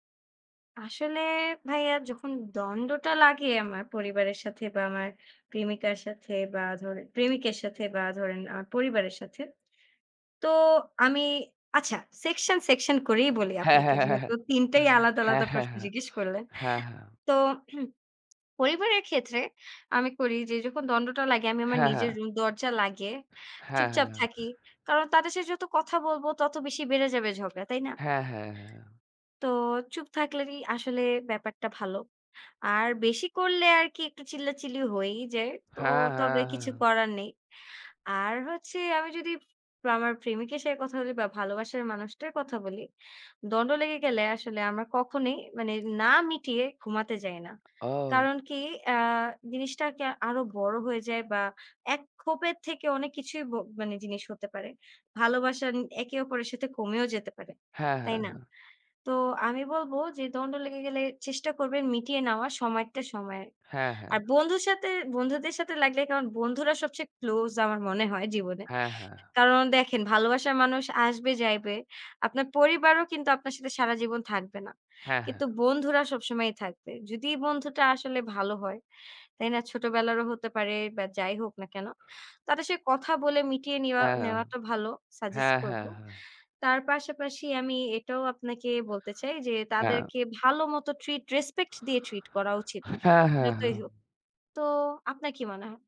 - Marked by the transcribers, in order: throat clearing; "থাকলেই" said as "থাকলেরই"
- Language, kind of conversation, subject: Bengali, unstructured, আপনার মতে বিরোধ মেটানোর সবচেয়ে ভালো উপায় কী?